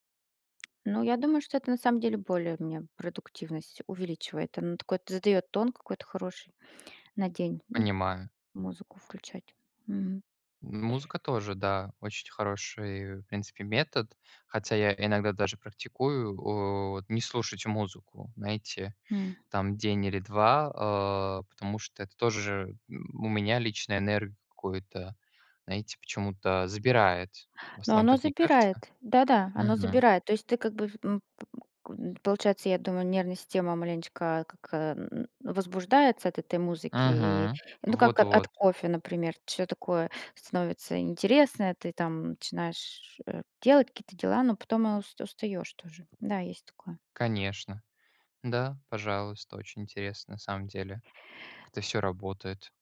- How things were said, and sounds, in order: tapping; other noise; other background noise
- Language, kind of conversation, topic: Russian, unstructured, Какие привычки помогают тебе оставаться продуктивным?